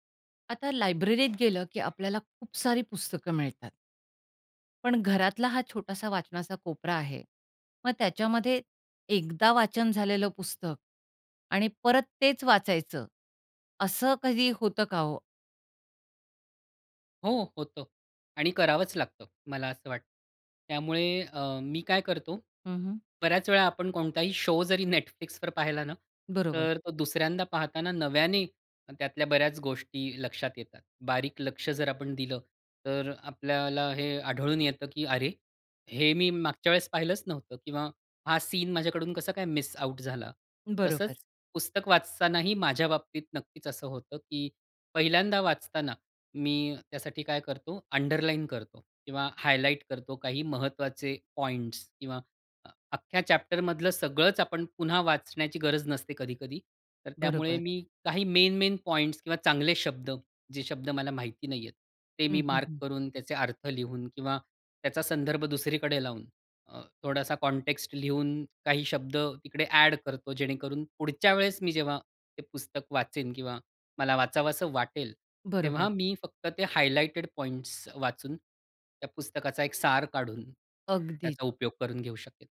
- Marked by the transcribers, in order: other background noise; in English: "शो"; laughing while speaking: "Netflixवर"; in English: "चॅप्टर"; in English: "मेन-मेन"; bird
- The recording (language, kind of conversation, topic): Marathi, podcast, एक छोटा वाचन कोपरा कसा तयार कराल?